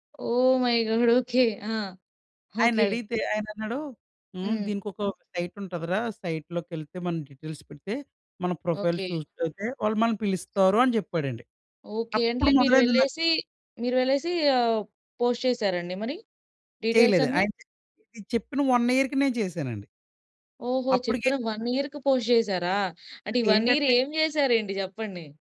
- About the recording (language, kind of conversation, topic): Telugu, podcast, సోషియల్ మీడియా వాడుతున్నప్పుడు మరింత జాగ్రత్తగా, అవగాహనతో ఎలా ఉండాలి?
- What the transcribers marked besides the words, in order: in English: "మై గాడ్!"; in English: "సైట్"; in English: "డీటెయిల్స్"; in English: "ప్రొఫైల్ సూట్"; other background noise; "అంటే" said as "అండ్లె"; in English: "పోస్ట్"; in English: "డీటెయిల్స్"; in English: "వన్ ఇయర్‌కి"; in English: "వన్ ఇయర్‌కి పోస్ట్"; in English: "వన్ ఇయర్"